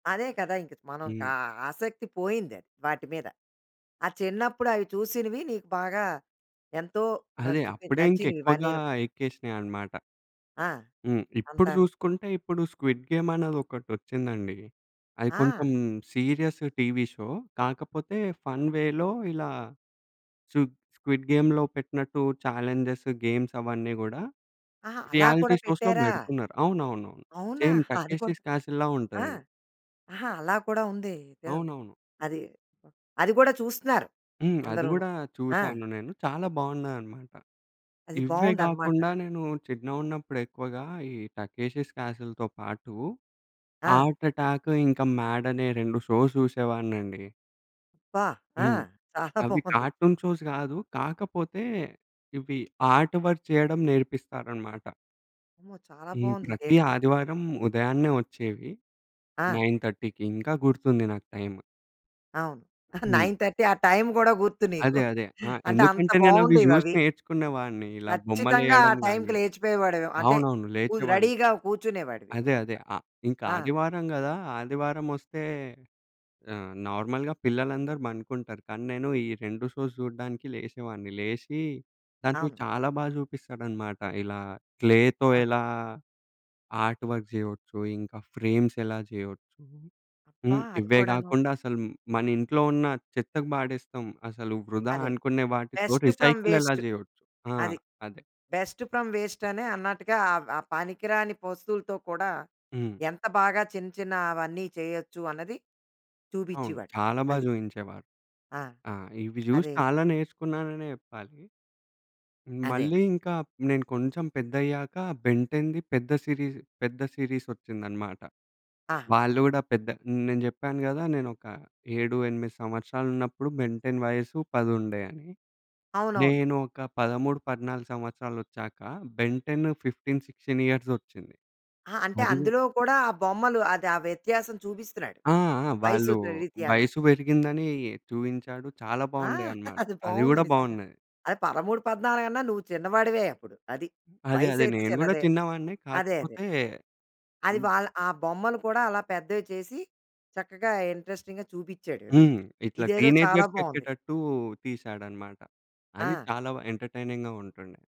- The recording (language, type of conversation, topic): Telugu, podcast, చిన్న వయసులో మీరు చూసిన ఒక కార్టూన్ గురించి చెప్పగలరా?
- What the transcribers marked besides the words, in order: in English: "స్క్విడ్‌గేమ్"; in English: "సీరియస్ టీవీ షో"; in English: "ఫన్ వేలో"; in English: "స్క్విడ్‌గేమ్‌లో"; in English: "చాలెంజెస్, గేమ్స్"; in English: "రియాలిటీ షోస్‌లో"; chuckle; in English: "షోస్"; laughing while speaking: "చాలా బావుంది"; in English: "ఆర్ట్‌వర్క్"; in English: "నైన్ థర్టీకి"; chuckle; in English: "నైన్ థర్టీ"; in English: "రెడీగా"; in English: "నార్మల్‌గా"; in English: "షోస్"; in English: "క్లేతో"; in English: "ఆర్ట్‌వర్క్"; in English: "ఫ్రేమ్స్"; in English: "బెస్ట్ ఫ్రమ్ వేస్ట్"; in English: "రీసైకిల్"; in English: "బెస్ట్ ఫ్రమ్ వేస్ట్"; in English: "సీరీస్"; in English: "సీరీస్"; in English: "ఫిఫ్టీన్, సిక్స్టీన్ ఇయర్స్"; giggle; in English: "ఇంట్రెస్టింగ్‌గా"; in English: "టీనేజర్స్‌కెక్కేటట్టు"; in English: "ఎంటర్‌టైనింగ్‌గా"